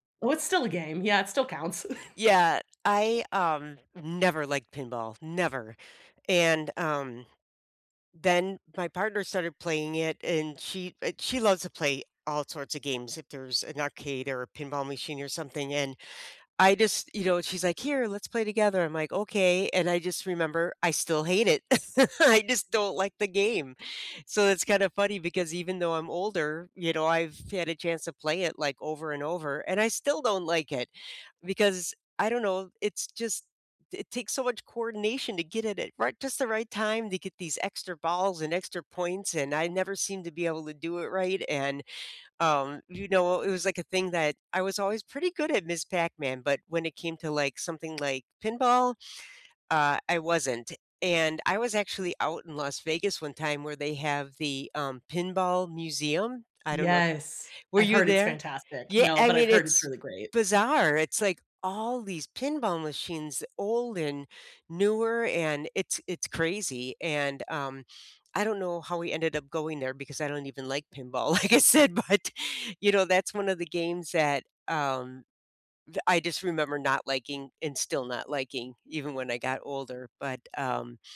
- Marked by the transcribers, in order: chuckle; tapping; chuckle; other background noise; laughing while speaking: "like I said, but"
- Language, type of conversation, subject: English, unstructured, Which classic or childhood video games do you still replay just for nostalgia and fun, and what keeps you coming back to them?
- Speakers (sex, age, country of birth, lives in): female, 40-44, United States, United States; female, 60-64, United States, United States